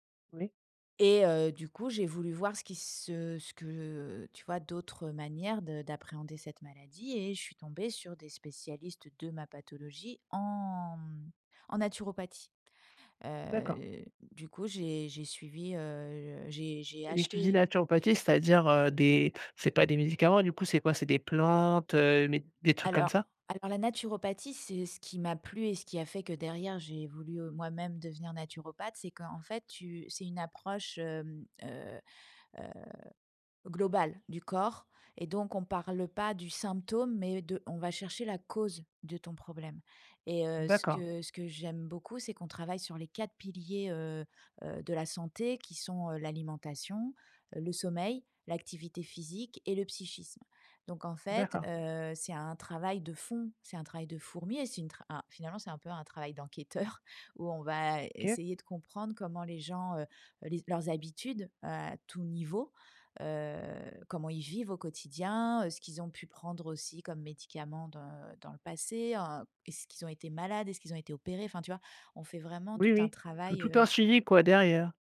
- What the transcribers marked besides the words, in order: stressed: "cause"; stressed: "fond"; laughing while speaking: "d'enquêteur"
- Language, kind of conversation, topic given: French, advice, Comment gérer la crainte d’échouer avant de commencer un projet ?